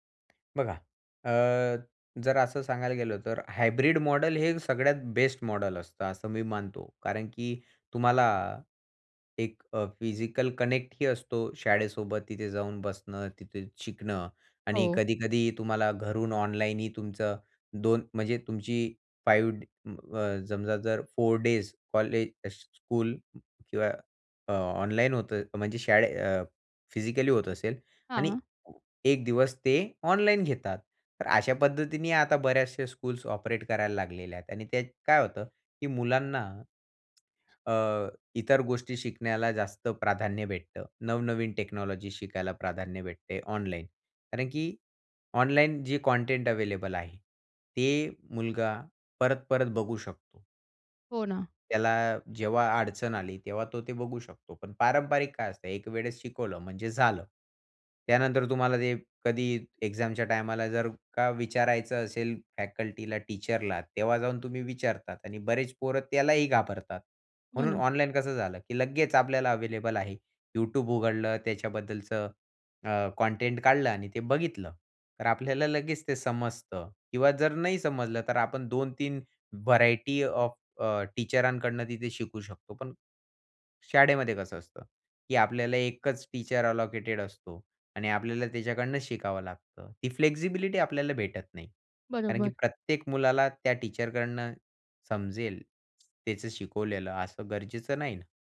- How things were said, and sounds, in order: tapping; in English: "हायब्रिड"; in English: "फिजिकल कनेक्ट"; in English: "फिजिकली"; in English: "ऑपरेट"; in English: "टेक्नॉलॉजी"; in English: "फॅकल्टीला, टीचरला"; in English: "व्हरायटी ऑफ अ, टीचरांकडून"; in English: "टीचर अलोकेटेड"; in English: "फ्लेक्सिबिलिटी"; in English: "टीचरकडनं"
- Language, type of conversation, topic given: Marathi, podcast, ऑनलाइन शिक्षणामुळे पारंपरिक शाळांना स्पर्धा कशी द्यावी लागेल?
- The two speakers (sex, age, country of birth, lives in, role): female, 20-24, India, India, host; male, 20-24, India, India, guest